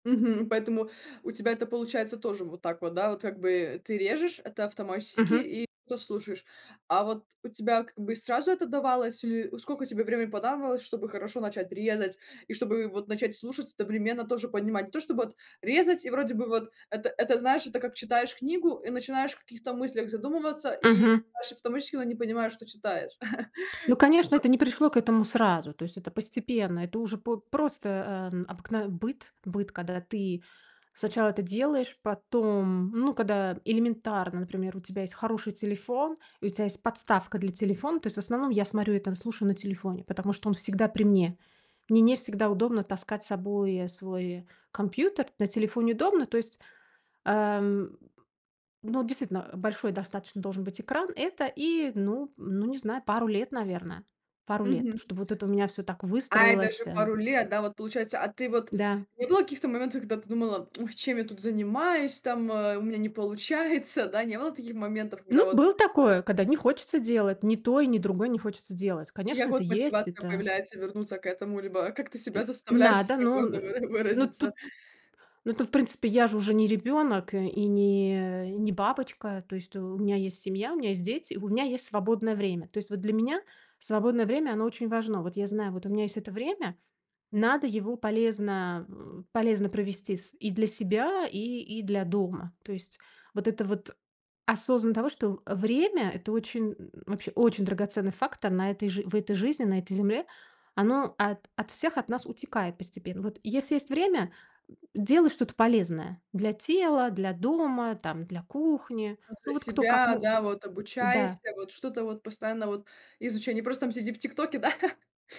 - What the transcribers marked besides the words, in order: laugh; unintelligible speech; laughing while speaking: "получается"; laughing while speaking: "выра выразиться?"; grunt; laugh
- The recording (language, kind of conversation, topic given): Russian, podcast, Какой навык вы недавно освоили и как вам это удалось?